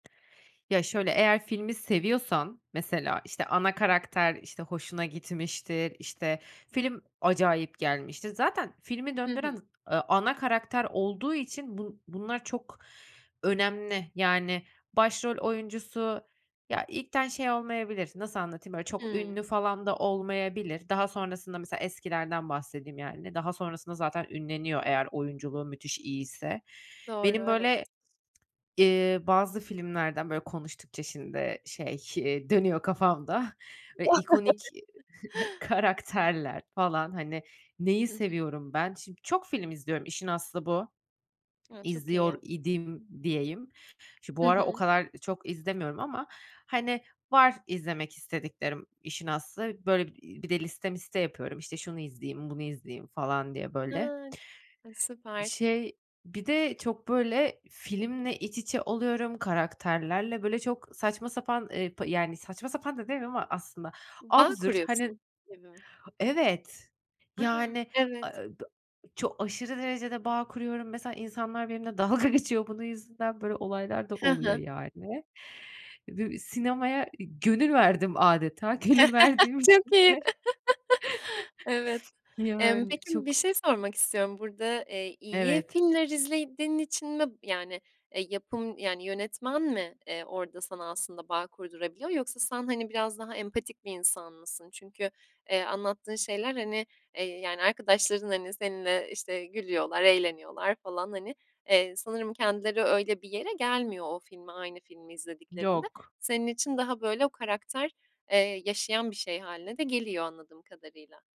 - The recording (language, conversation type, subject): Turkish, podcast, Bir filmin karakterleri sence neden önemlidir?
- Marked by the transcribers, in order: other background noise; chuckle; swallow; laughing while speaking: "dalga geçiyor"; laugh; laughing while speaking: "Çok iyi"; laugh; laughing while speaking: "Gönül verdiğim için de"; chuckle